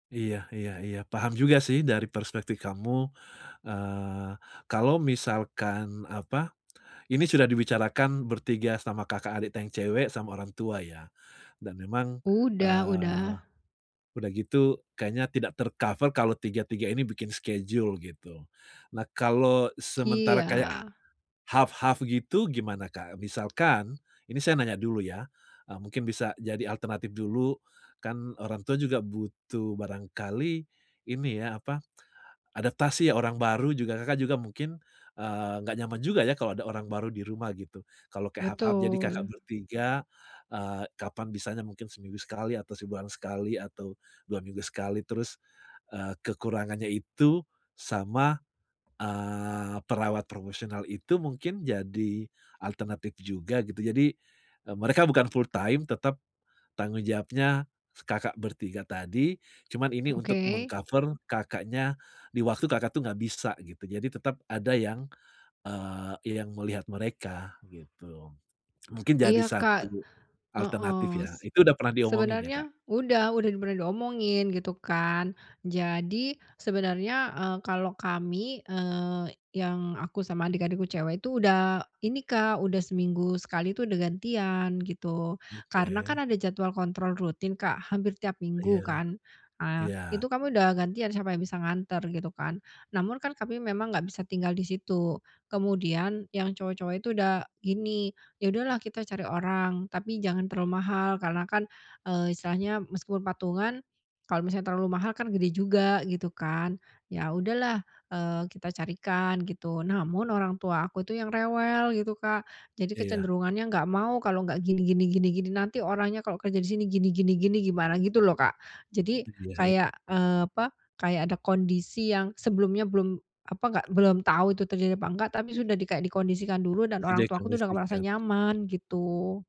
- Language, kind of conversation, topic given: Indonesian, advice, Bagaimana cara mengelola konflik keluarga terkait keputusan perawatan orang tua?
- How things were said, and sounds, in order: background speech; in English: "schedule"; in English: "half half"; in English: "half half"; in English: "fulltime"; tapping; other background noise